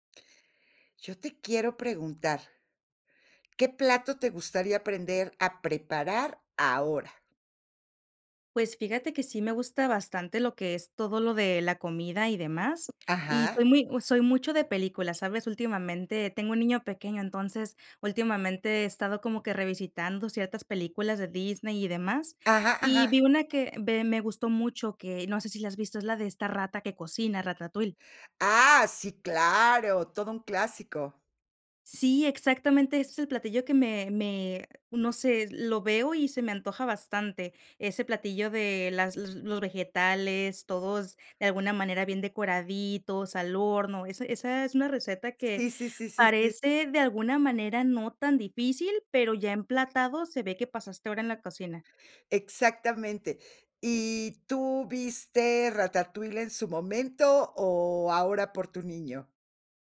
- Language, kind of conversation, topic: Spanish, podcast, ¿Qué plato te gustaría aprender a preparar ahora?
- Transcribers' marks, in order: other background noise